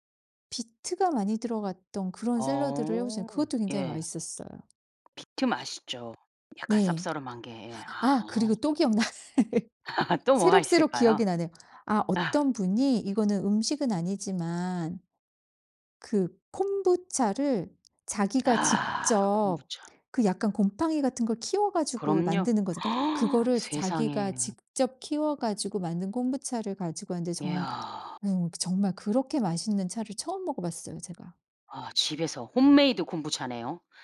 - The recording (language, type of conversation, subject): Korean, podcast, 각자 음식을 가져오는 모임을 준비할 때 유용한 팁이 있나요?
- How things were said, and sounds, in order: other background noise; laughing while speaking: "기억나네"; laugh; laugh; gasp; in English: "홈메이드"